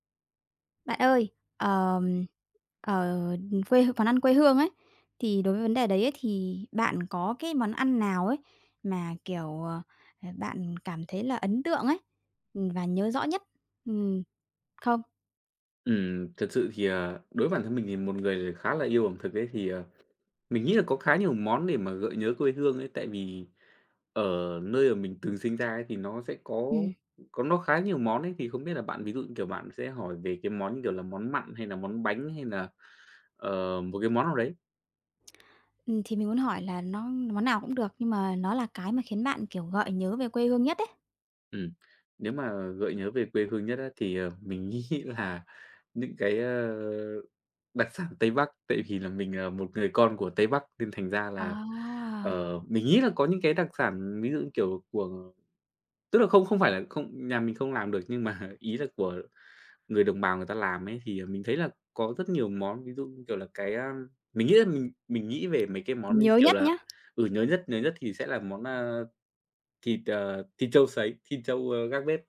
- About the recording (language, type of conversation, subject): Vietnamese, podcast, Món ăn nhà ai gợi nhớ quê hương nhất đối với bạn?
- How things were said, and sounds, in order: tapping; other background noise; laughing while speaking: "nghĩ"; laughing while speaking: "mà"